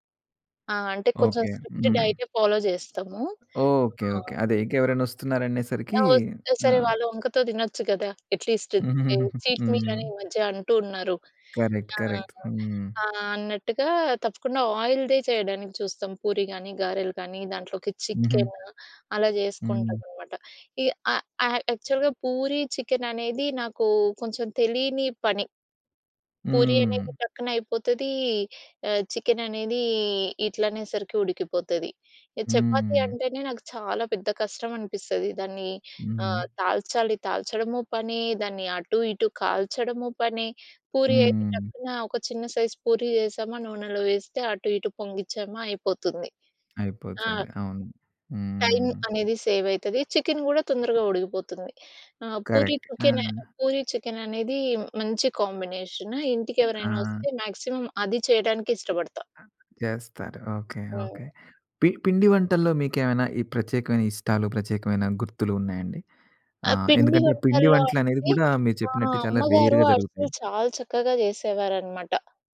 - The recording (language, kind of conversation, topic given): Telugu, podcast, మీ ఇంటి ప్రత్యేక వంటకం ఏది?
- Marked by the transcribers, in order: in English: "స్ట్రిక్ట్ డైట్ ఫాలో"; other background noise; in English: "అట్లీస్ట్"; in English: "చీట్ మీల్"; in English: "కరెక్ట్. కరెక్ట్"; in English: "చికెన్"; in English: "యాక్చువల్‌గా"; in English: "చికెన్"; drawn out: "హ్మ్"; in English: "చికెన్"; drawn out: "హ్మ్"; drawn out: "హ్మ్"; in English: "సైజ్"; in English: "సేవ్"; in English: "చికెన్"; in English: "కరెక్ట్"; in English: "చికెన్"; in English: "కాంబినేషన్"; in English: "కాంబినేషన్"; in English: "రేర్‌గా"